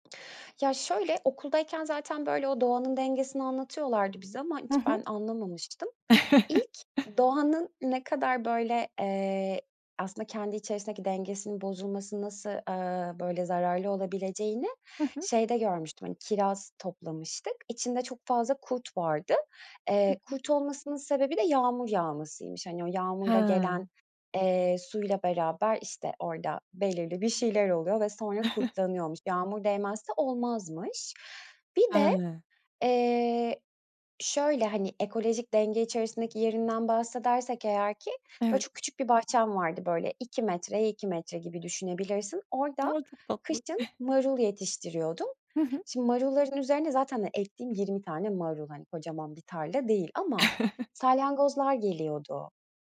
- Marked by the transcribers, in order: other background noise; chuckle; chuckle; chuckle; chuckle; tapping
- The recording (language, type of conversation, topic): Turkish, podcast, Arıların ve böceklerin doğadaki rolünü nasıl anlatırsın?